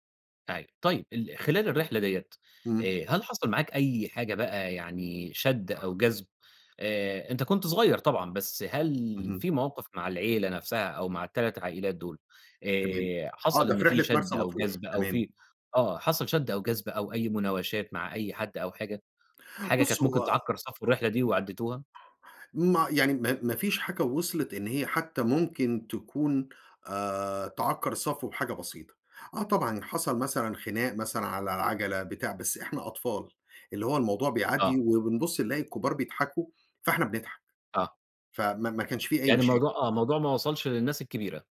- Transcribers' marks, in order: other background noise; dog barking
- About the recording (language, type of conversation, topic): Arabic, podcast, إيه أحلى سفرة سافرتها وبتفضل فاكرها على طول؟